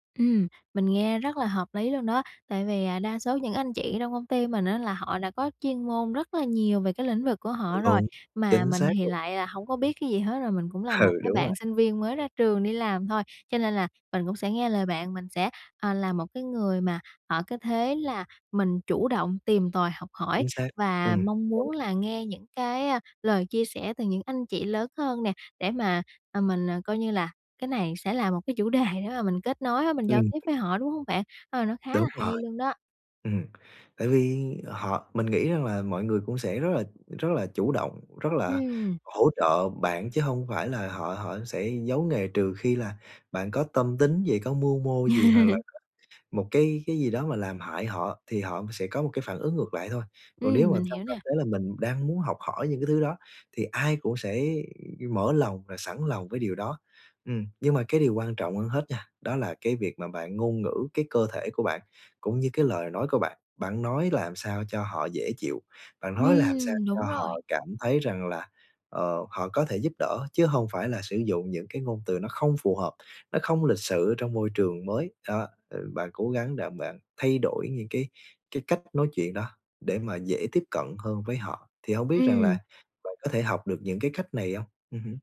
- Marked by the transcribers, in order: tapping; other background noise; laughing while speaking: "Ừ"; laughing while speaking: "đề"; laugh
- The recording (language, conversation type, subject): Vietnamese, advice, Làm sao để giao tiếp tự tin khi bước vào một môi trường xã hội mới?